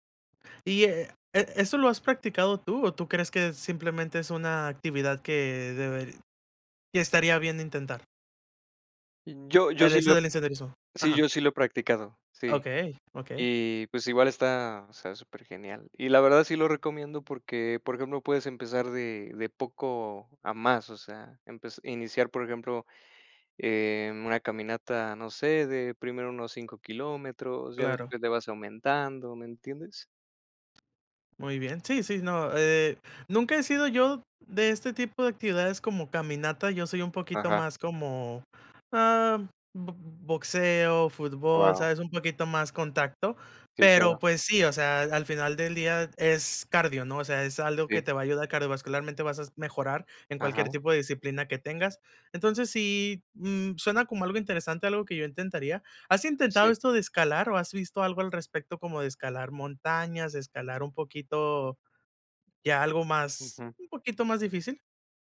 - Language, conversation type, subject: Spanish, unstructured, ¿Te gusta pasar tiempo al aire libre?
- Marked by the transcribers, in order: other background noise; tapping